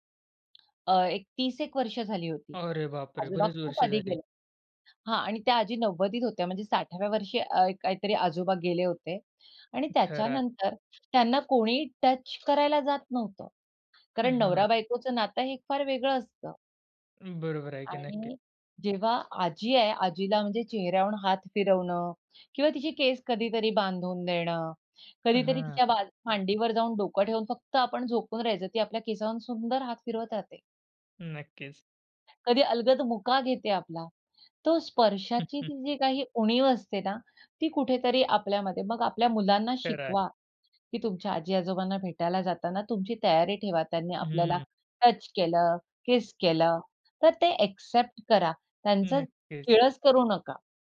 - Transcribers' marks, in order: other background noise; surprised: "अरे बापरे!"; chuckle
- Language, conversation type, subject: Marathi, podcast, वयोवृद्ध लोकांचा एकटेपणा कमी करण्याचे प्रभावी मार्ग कोणते आहेत?